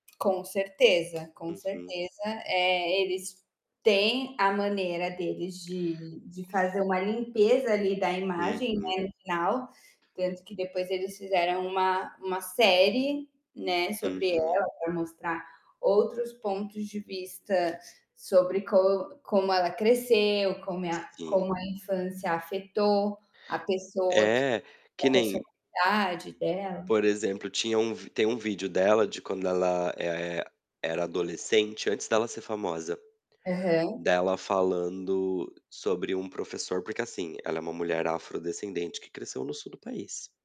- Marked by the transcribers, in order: tapping; other background noise; distorted speech
- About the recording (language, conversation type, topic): Portuguese, unstructured, Qual é o impacto dos programas de realidade na cultura popular?